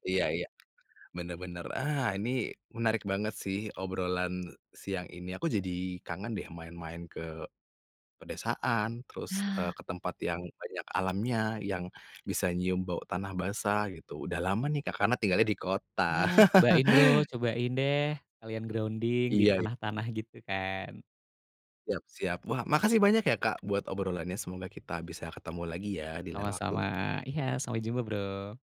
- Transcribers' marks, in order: other background noise; laugh; in English: "grounding"
- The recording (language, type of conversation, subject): Indonesian, podcast, Apa bau alami yang paling mengingatkanmu pada rumah?